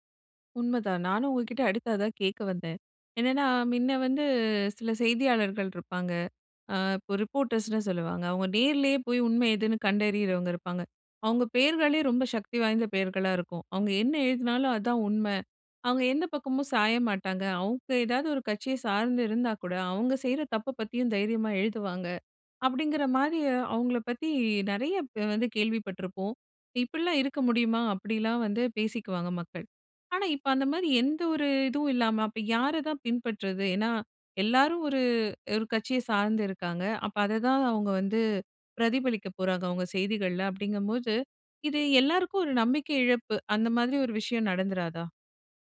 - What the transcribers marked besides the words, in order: in English: "ரிப்போர்டர்ஸ்ன்னு"; other background noise
- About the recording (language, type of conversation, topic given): Tamil, podcast, செய்தி ஊடகங்கள் நம்பகமானவையா?